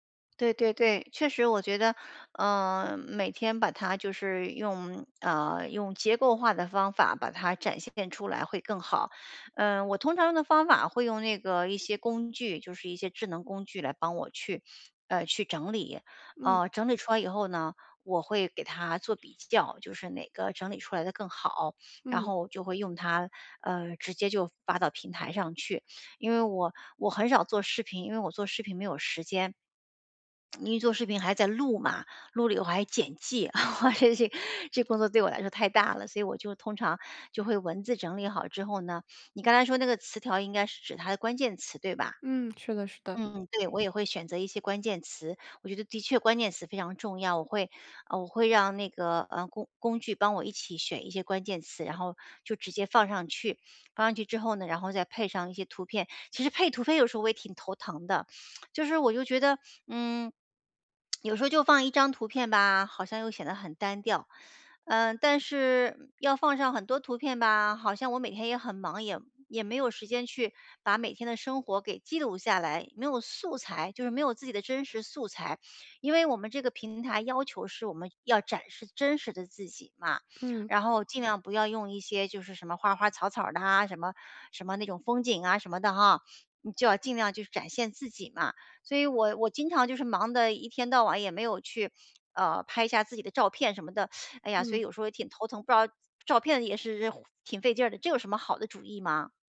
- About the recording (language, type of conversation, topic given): Chinese, advice, 我怎样把突发的灵感变成结构化且有用的记录？
- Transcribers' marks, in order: other background noise; lip smack; "剪辑" said as "剪寄"; laugh; lip smack; teeth sucking; teeth sucking